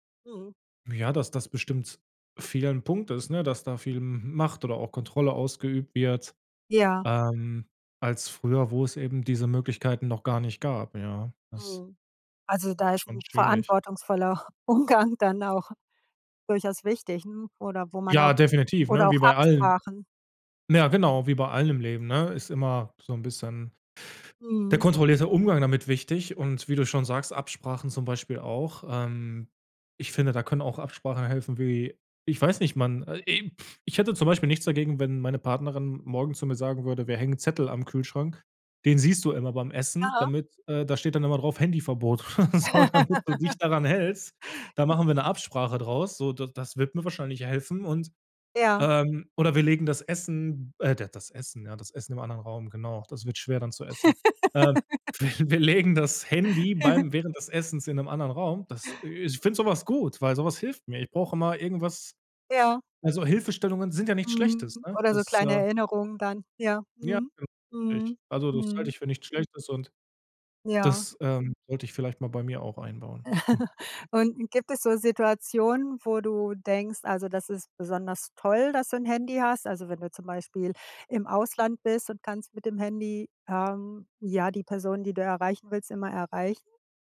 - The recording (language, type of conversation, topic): German, podcast, Wie beeinflusst dein Handy deine Beziehungen im Alltag?
- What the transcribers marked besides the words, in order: laughing while speaking: "U Umgang"; other noise; blowing; laughing while speaking: "Handyverbot, oder so"; laugh; laugh; laughing while speaking: "Wi wir"; laugh; chuckle